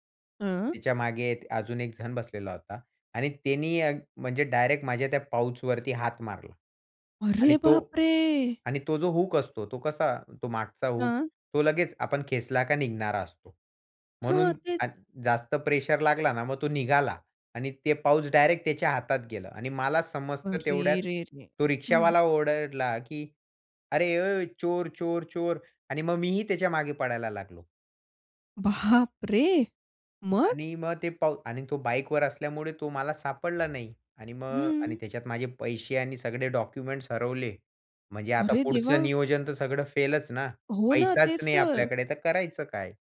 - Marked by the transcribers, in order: in English: "पाउचवरती"; surprised: "अरे बापरे!"; in English: "पाउच"; surprised: "बापरे! मग?"
- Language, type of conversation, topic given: Marathi, podcast, प्रवासात तुमचं सामान कधी हरवलं आहे का, आणि मग तुम्ही काय केलं?